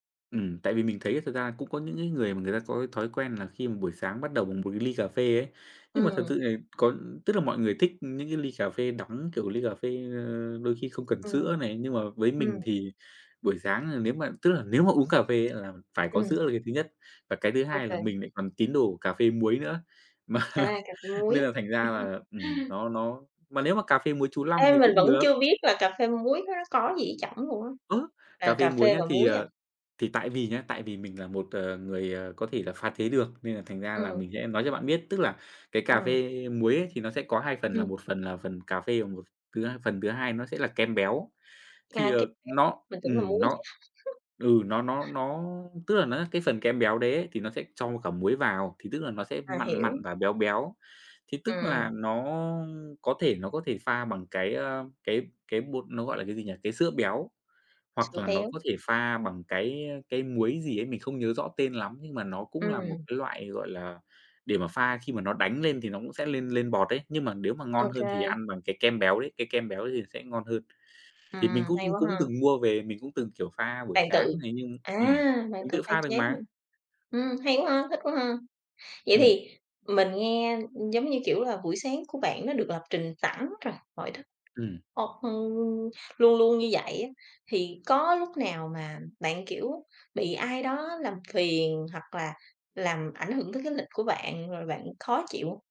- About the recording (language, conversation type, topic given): Vietnamese, podcast, Thói quen buổi sáng của bạn thường là gì?
- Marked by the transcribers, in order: tapping; laughing while speaking: "mà"; chuckle; laugh; other background noise